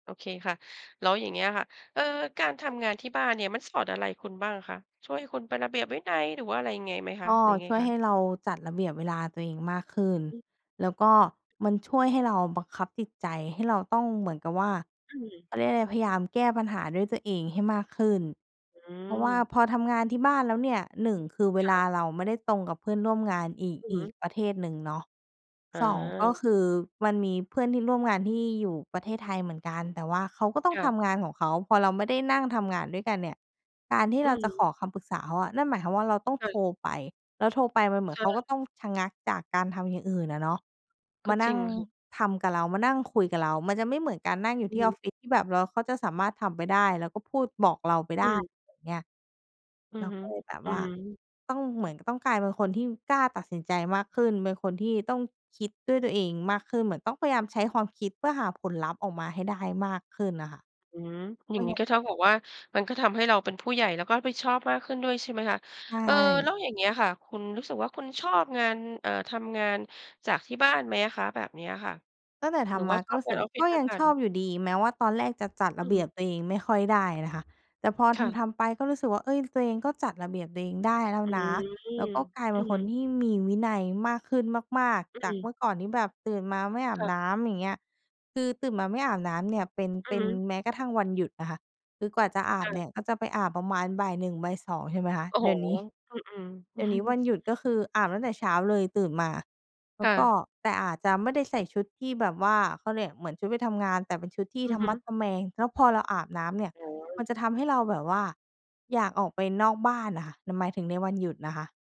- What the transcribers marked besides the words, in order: chuckle
- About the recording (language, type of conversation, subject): Thai, podcast, การทำงานจากที่บ้านสอนอะไรให้คุณบ้าง?